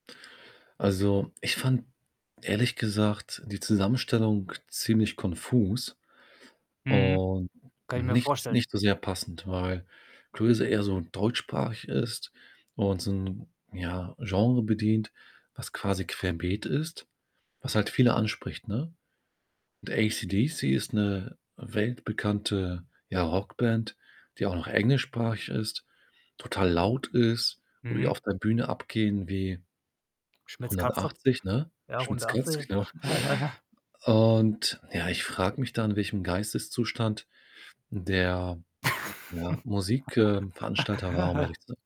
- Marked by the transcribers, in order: other background noise; laughing while speaking: "genau"; chuckle; laugh
- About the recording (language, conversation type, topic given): German, podcast, Was ist deine liebste deutsche Band oder Musikerin?